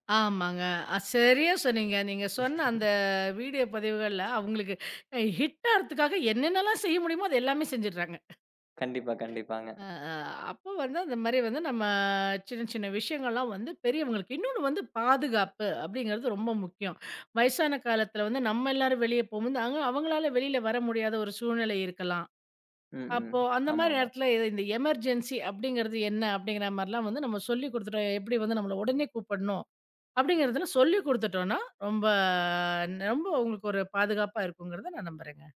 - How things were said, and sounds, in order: other background noise; in English: "ஹிட்"; in English: "எமெர்ஜென்ஸி"; drawn out: "ரொம்ப"
- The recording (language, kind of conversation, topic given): Tamil, podcast, பெரியோர்கள் புதிய தொழில்நுட்பங்களை கற்றுக்கொள்ள என்ன செய்ய வேண்டும்?